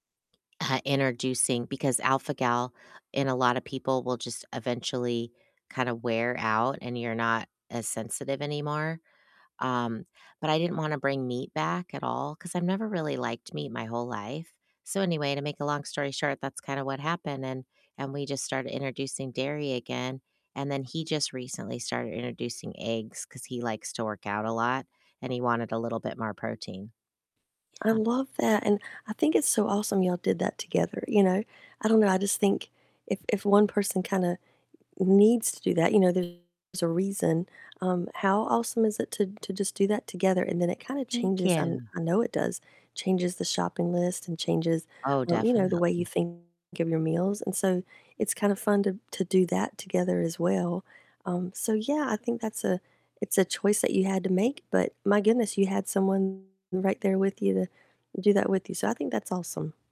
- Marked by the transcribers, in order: distorted speech
- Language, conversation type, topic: English, unstructured, What are your go-to comfort foods that feel both comforting and nourishing?
- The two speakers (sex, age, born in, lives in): female, 45-49, United States, United States; female, 50-54, United States, United States